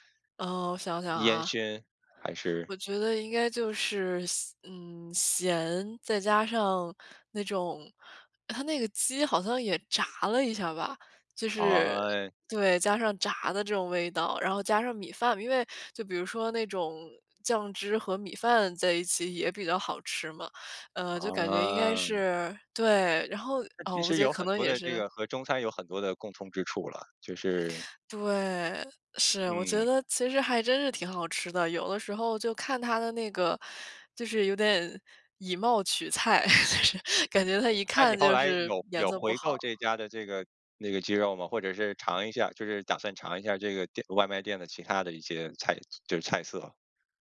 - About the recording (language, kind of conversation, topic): Chinese, podcast, 你怎么看待点外卖和自己做饭这两种选择？
- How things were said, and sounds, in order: chuckle